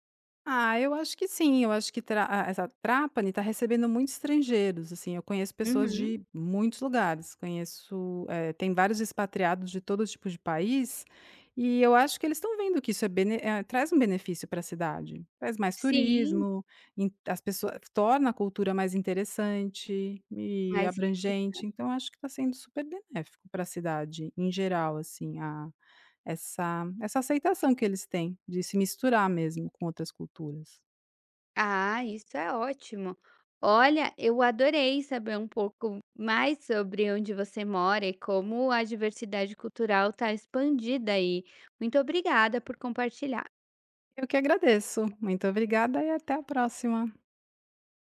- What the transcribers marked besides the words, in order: none
- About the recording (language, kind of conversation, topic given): Portuguese, podcast, Como a cidade onde você mora reflete a diversidade cultural?